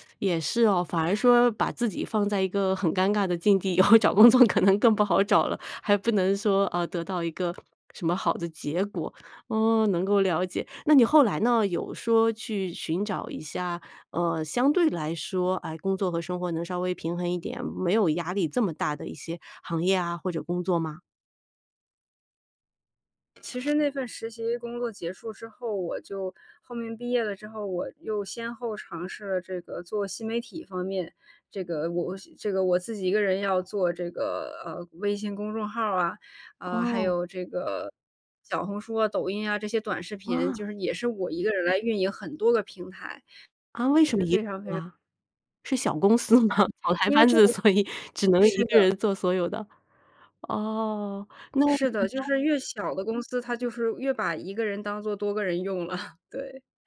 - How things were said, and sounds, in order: laughing while speaking: "以后找工作可能更不好找了，还不能说"; other background noise; unintelligible speech; laughing while speaking: "小公司吗？草台班子，所以只能一个人做所有的"; unintelligible speech; laughing while speaking: "用了"
- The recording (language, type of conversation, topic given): Chinese, podcast, 你怎么看待工作与生活的平衡？